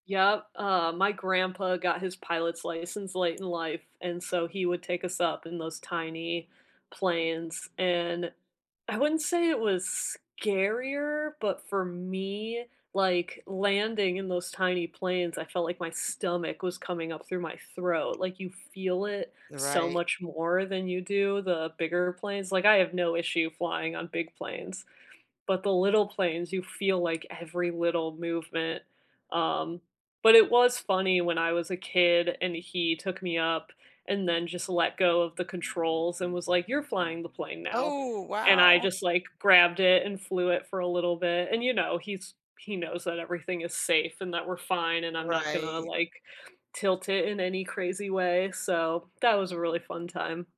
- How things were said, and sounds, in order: tapping; other background noise; drawn out: "scarier"
- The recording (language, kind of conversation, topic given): English, unstructured, How do you decide where to go on your time off, and what stories guide your choice?
- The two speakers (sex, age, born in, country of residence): female, 35-39, United States, United States; female, 60-64, United States, United States